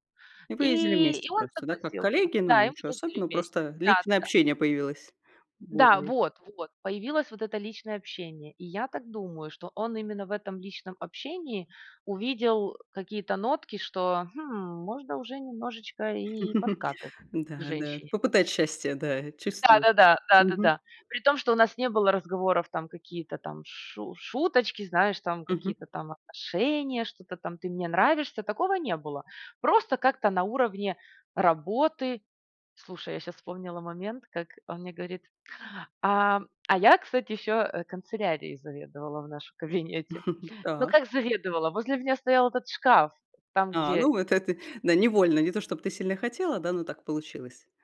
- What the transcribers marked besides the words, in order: laugh; other background noise; chuckle; unintelligible speech
- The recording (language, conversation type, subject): Russian, podcast, Какая ошибка дала тебе самый ценный урок?